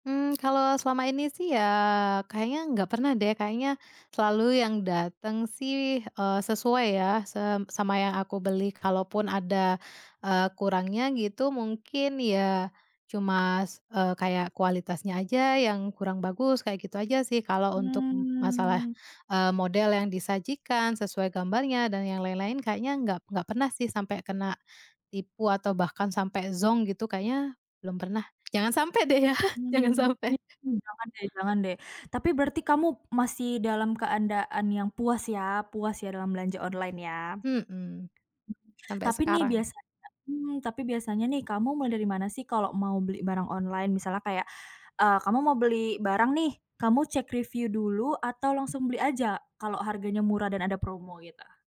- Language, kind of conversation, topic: Indonesian, podcast, Apa saja yang perlu dipertimbangkan sebelum berbelanja daring?
- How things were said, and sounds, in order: tapping; drawn out: "Mmm"; laughing while speaking: "deh ya, jangan sampai"; other background noise